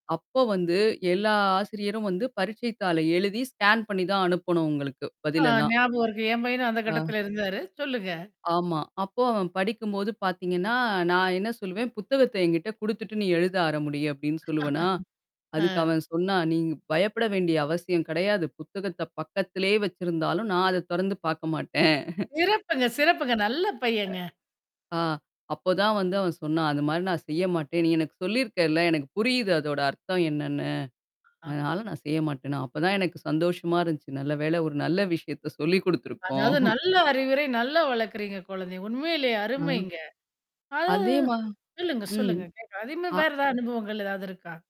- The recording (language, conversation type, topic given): Tamil, podcast, அனுபவத்திலிருந்து பாடம் கற்றுக்கொள்ள எளிய நடைமுறை என்ன?
- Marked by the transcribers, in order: static; in English: "ஸ்கேன்"; "ஆரம்பி" said as "ஆற முடி"; chuckle; giggle; other noise; distorted speech; giggle